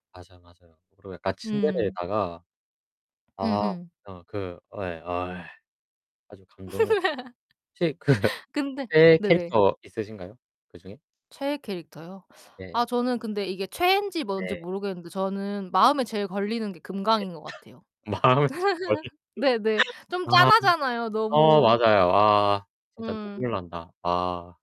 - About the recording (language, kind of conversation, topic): Korean, unstructured, 어릴 때 가장 좋아했던 만화나 애니메이션은 무엇인가요?
- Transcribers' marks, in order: distorted speech; laugh; laughing while speaking: "그"; laugh; laughing while speaking: "마음에"; unintelligible speech; laugh